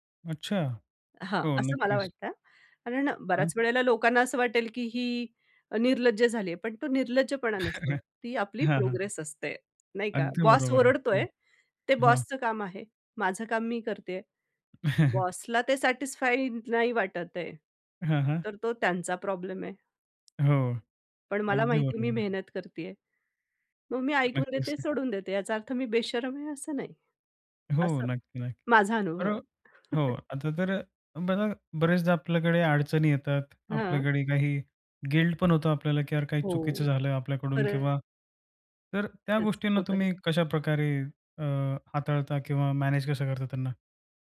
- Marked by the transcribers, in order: tapping; chuckle; chuckle; other background noise; chuckle; in English: "गिल्ट"
- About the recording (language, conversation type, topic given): Marathi, podcast, तुम्ही स्वतःची काळजी घेण्यासाठी काय करता?